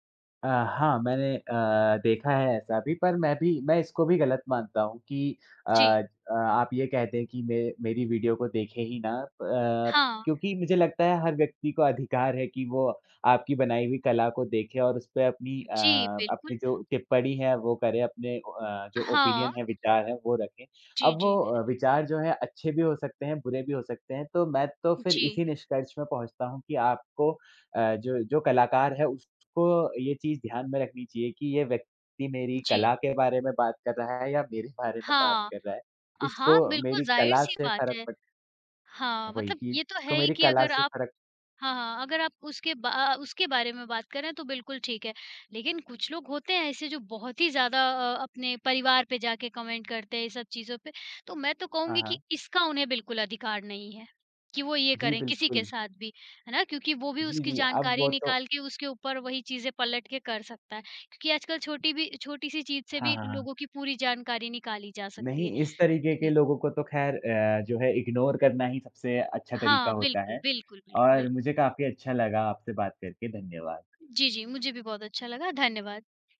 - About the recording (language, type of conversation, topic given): Hindi, unstructured, क्या सामाजिक मीडिया पर होने वाली ट्रोलिंग ने कलाकारों के मानसिक स्वास्थ्य पर बुरा असर डाला है?
- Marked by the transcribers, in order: in English: "ओपिनियन"; laughing while speaking: "मेरे बारे में"; in English: "कमेंट"; in English: "इग्नोर"; tapping; other background noise